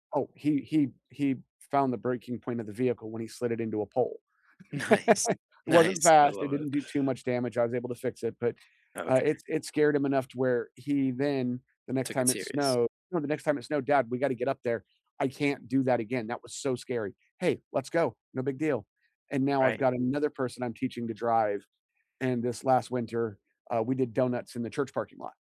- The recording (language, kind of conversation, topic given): English, unstructured, If you could add one real-world class to your school days, what would it be and why?
- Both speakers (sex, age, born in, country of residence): male, 18-19, United States, United States; male, 45-49, United States, United States
- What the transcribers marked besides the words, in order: laugh; laughing while speaking: "Nice"